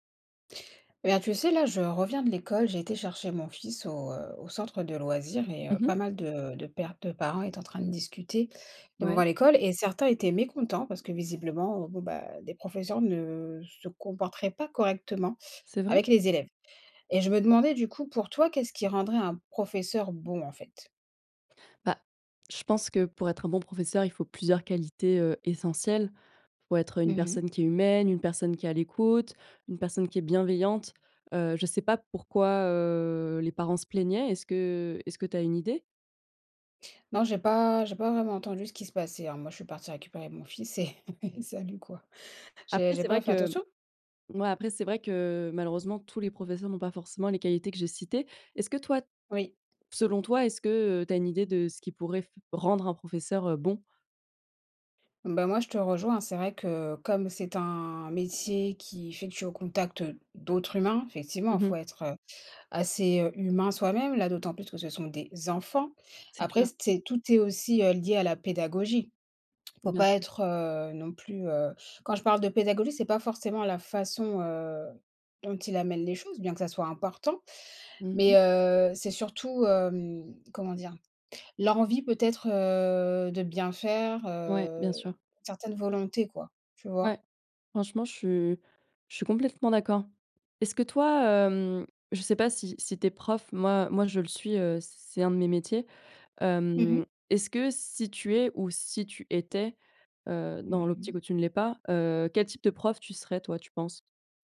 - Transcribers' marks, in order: drawn out: "heu"; chuckle; stressed: "enfants"; drawn out: "heu"; drawn out: "heu"
- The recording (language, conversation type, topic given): French, unstructured, Qu’est-ce qui fait un bon professeur, selon toi ?